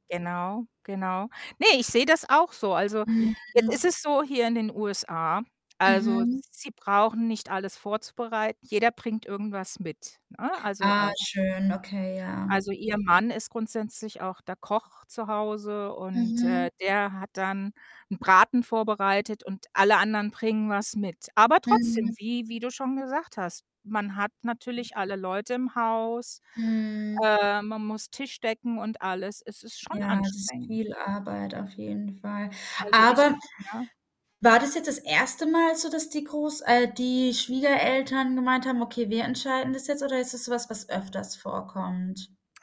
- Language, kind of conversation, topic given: German, advice, Wie kann ich mit dem Konflikt mit meiner Schwiegerfamilie umgehen, wenn sie sich in meine persönlichen Entscheidungen einmischt?
- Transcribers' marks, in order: other background noise